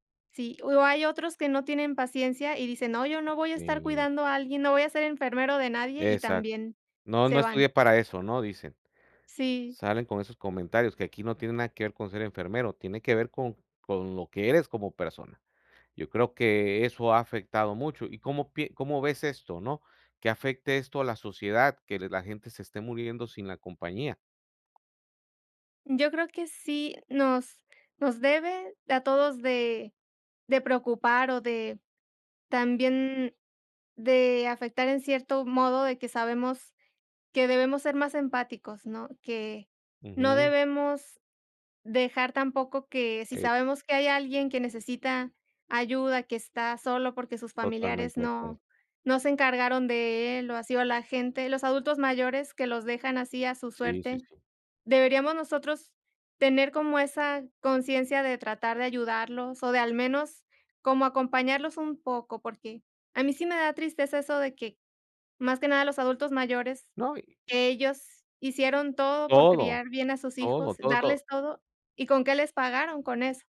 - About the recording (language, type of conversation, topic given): Spanish, unstructured, ¿Crees que es justo que algunas personas mueran solas?
- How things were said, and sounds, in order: none